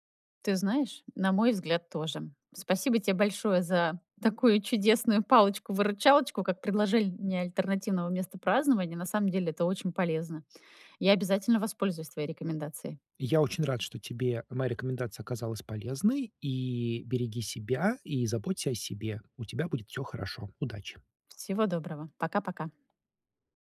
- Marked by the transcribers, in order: tapping
- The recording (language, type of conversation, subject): Russian, advice, Как справиться со стрессом и тревогой на праздниках с друзьями?